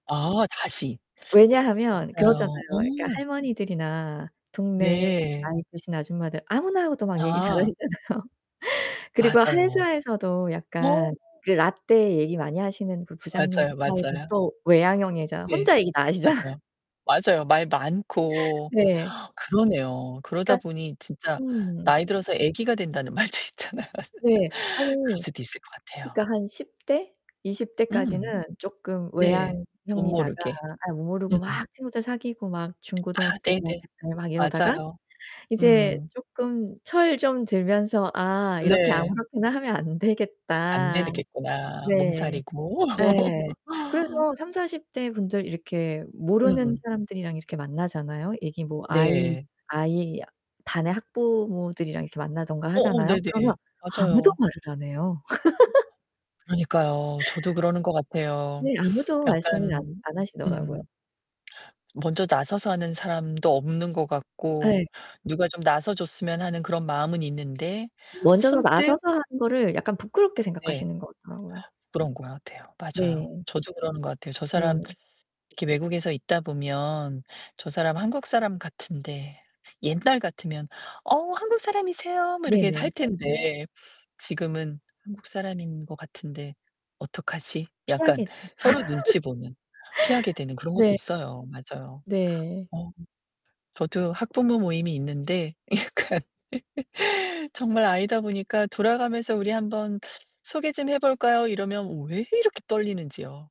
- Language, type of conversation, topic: Korean, podcast, 누군가가 내 말을 진심으로 잘 들어줄 때 어떤 기분이 드나요?
- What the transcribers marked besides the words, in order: distorted speech; laughing while speaking: "하시잖아요"; laugh; laughing while speaking: "하시잖아"; gasp; laughing while speaking: "말도 있잖아"; laugh; tapping; other background noise; "되겠구나" said as "되느겠구나"; laugh; laugh; put-on voice: "어, 한국 사람이세요?"; laugh; laughing while speaking: "약간"; laugh